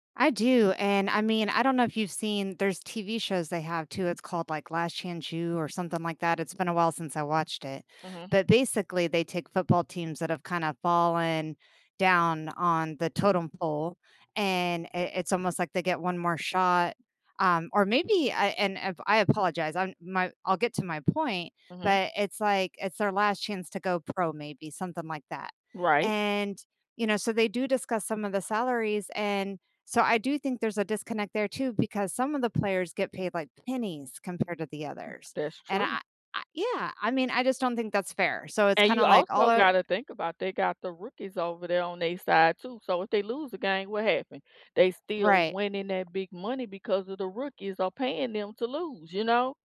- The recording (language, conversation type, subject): English, unstructured, Do you think professional athletes are paid too much?
- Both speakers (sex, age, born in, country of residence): female, 40-44, United States, United States; female, 50-54, United States, United States
- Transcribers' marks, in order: none